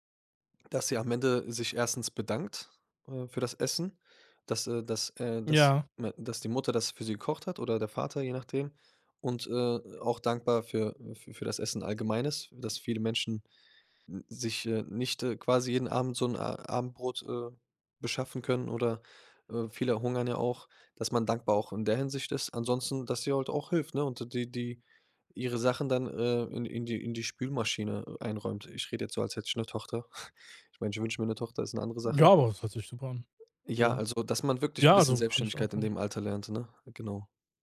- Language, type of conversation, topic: German, podcast, Wie beeinflusst ein Smart-Home deinen Alltag?
- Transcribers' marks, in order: chuckle